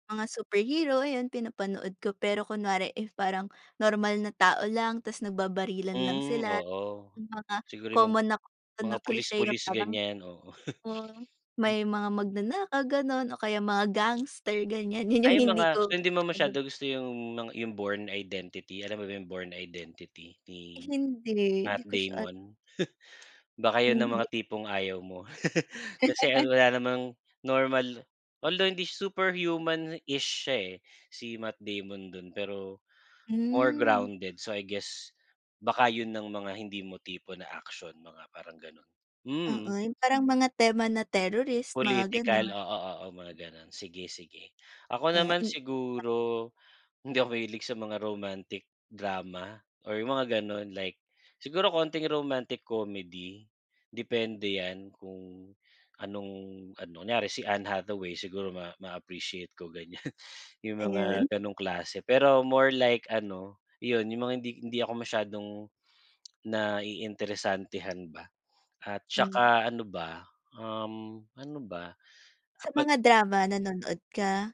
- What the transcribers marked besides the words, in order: in English: "cliche"; chuckle; other background noise; laughing while speaking: "yun yung"; chuckle; laugh; chuckle; unintelligible speech; laughing while speaking: "ganiyan"; tapping
- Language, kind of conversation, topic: Filipino, unstructured, Ano ang huling pelikulang talagang nagpasaya sa’yo?